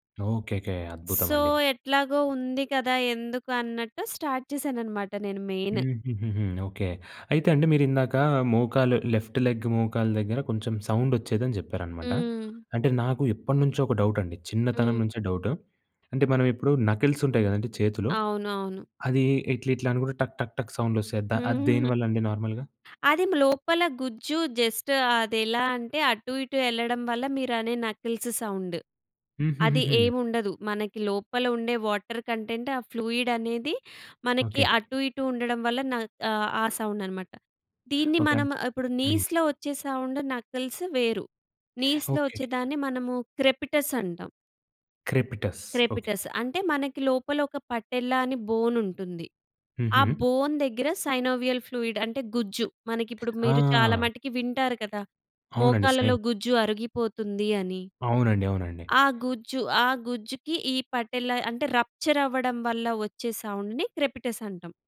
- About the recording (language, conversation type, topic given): Telugu, podcast, ఇంటి పనులు, బాధ్యతలు ఎక్కువగా ఉన్నప్పుడు హాబీపై ఏకాగ్రతను ఎలా కొనసాగిస్తారు?
- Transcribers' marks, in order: in English: "సో"; other background noise; in English: "స్టార్ట్"; in English: "మెయిన్"; in English: "లెఫ్ట్ లెగ్"; in English: "సౌండ్"; in English: "డౌట్"; in English: "నకిల్స్"; in English: "సౌండ్"; in English: "నార్మల్‍గా?"; in English: "జస్ట్"; in English: "నకిల్స్ సౌండ్"; in English: "వాటర్ కంటెంట్"; in English: "ఫ్లూయిడ్"; in English: "నీస్‌లో"; in English: "సౌండ్ నకిల్స్"; in English: "నీస్‌లో"; teeth sucking; in English: "క్రెపీటస్"; in English: "క్రెపిటస్"; in English: "క్రెపిటస్"; in English: "పటెల్లా"; in English: "బోన్"; in English: "సైనోవియల్ ఫ్లూయిడ్"; in English: "పటెల్లా"; in English: "సౌండ్‌ని"